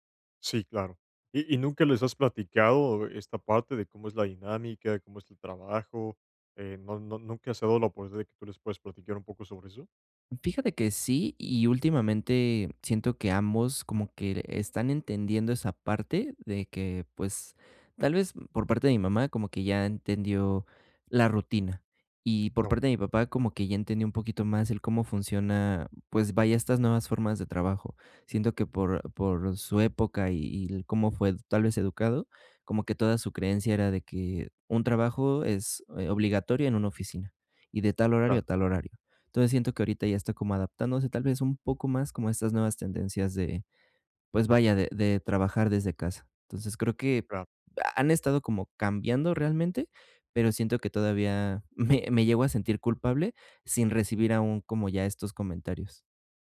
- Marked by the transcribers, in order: laughing while speaking: "me"
- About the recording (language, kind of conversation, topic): Spanish, advice, Cómo crear una rutina de ocio sin sentirse culpable